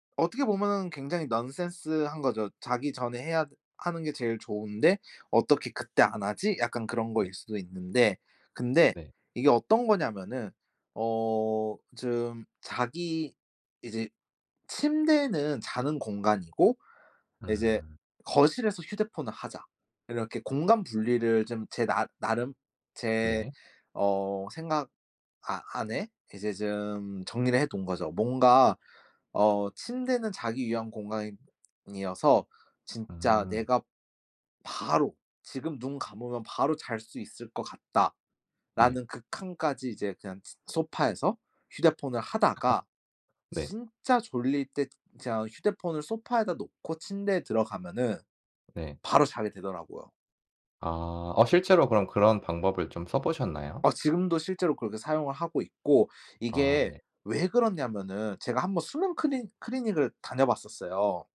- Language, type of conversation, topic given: Korean, podcast, 휴대폰 사용하는 습관을 줄이려면 어떻게 하면 좋을까요?
- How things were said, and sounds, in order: laugh